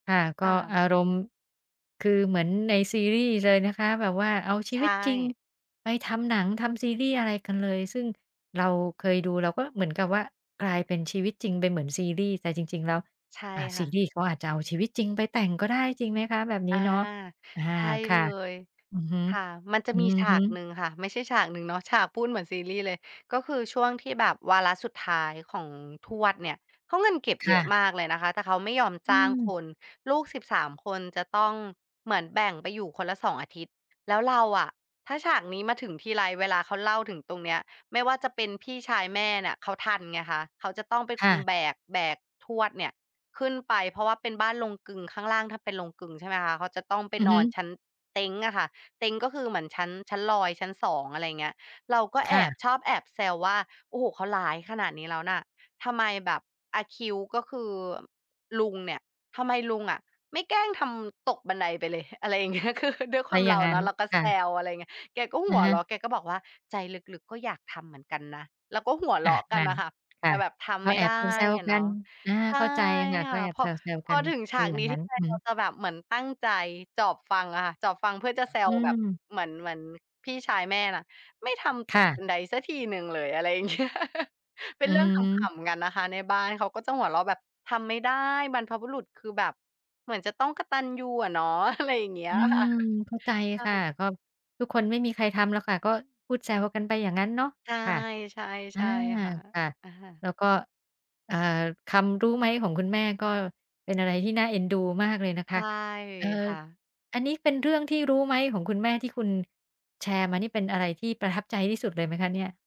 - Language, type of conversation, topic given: Thai, podcast, คุณมีเรื่องเล่าประจำครอบครัวที่เล่าต่อกันมาตลอดไหม เล่าให้ฟังได้ไหม?
- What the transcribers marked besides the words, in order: laughing while speaking: "เงี้ย คือ"; other background noise; laughing while speaking: "เงี้ย"; chuckle; chuckle; tapping